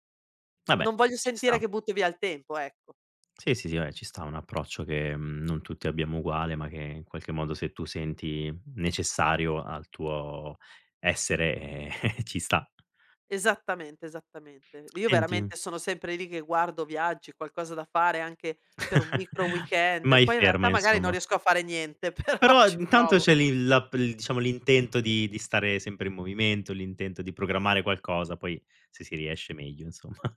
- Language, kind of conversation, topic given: Italian, podcast, Come gestisci schermi e tecnologia prima di andare a dormire?
- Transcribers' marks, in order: other background noise; chuckle; tapping; chuckle; "insomma" said as "insoma"; laughing while speaking: "però"; chuckle